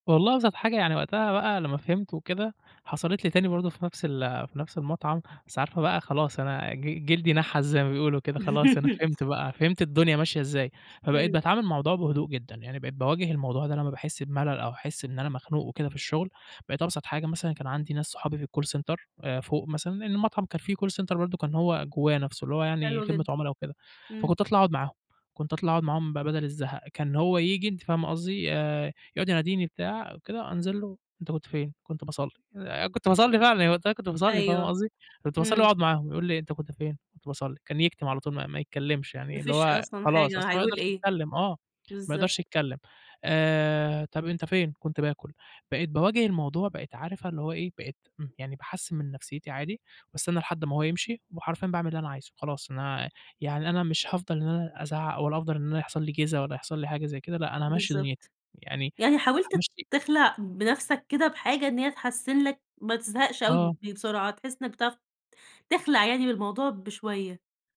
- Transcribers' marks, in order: laugh; in English: "الcall center"; in English: "call center"; laughing while speaking: "آآ، كُنت باصلي فعلًا"
- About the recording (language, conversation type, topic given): Arabic, podcast, إزاي بتتعامل مع الملل أو الاحتراق الوظيفي؟